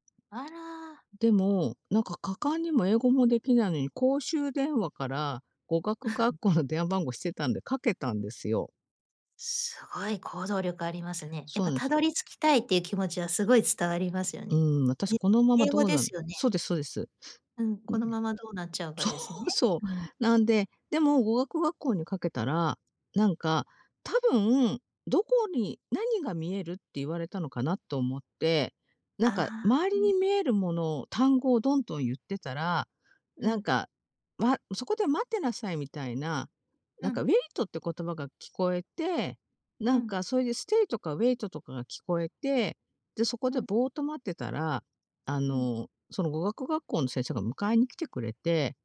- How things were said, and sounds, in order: chuckle; sniff; in English: "ウェイト"; in English: "ステイ"; in English: "ウェイト"
- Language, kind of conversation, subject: Japanese, podcast, 昔よく聴いていた曲の中で、今でも胸が熱くなる曲はどれですか？